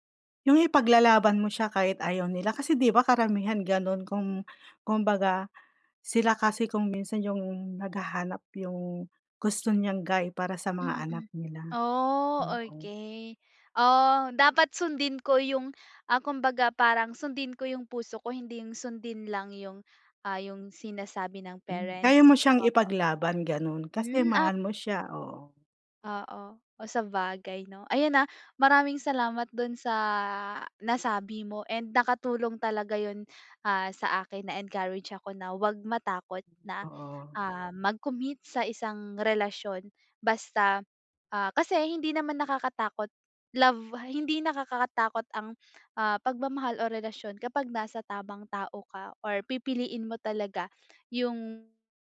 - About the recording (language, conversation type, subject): Filipino, advice, Bakit ako natatakot pumasok sa seryosong relasyon at tumupad sa mga pangako at obligasyon?
- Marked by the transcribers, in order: "kumbaga" said as "kungbaga"; drawn out: "Oh"; drawn out: "sa"; other background noise